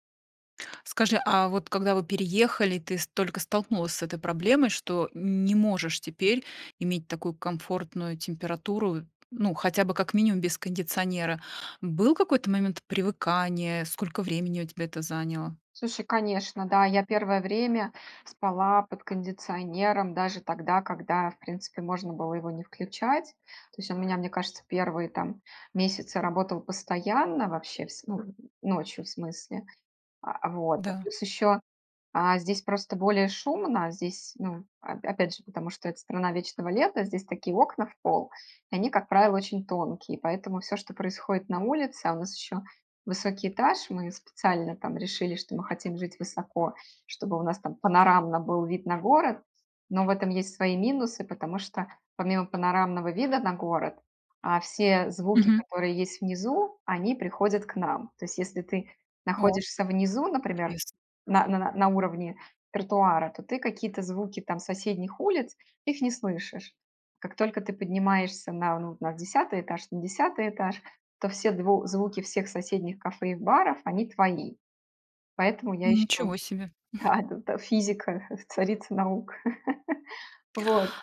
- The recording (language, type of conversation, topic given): Russian, podcast, Как организовать спальное место, чтобы лучше высыпаться?
- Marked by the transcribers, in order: tapping; chuckle; laughing while speaking: "А эт т физика - царица наук"; laugh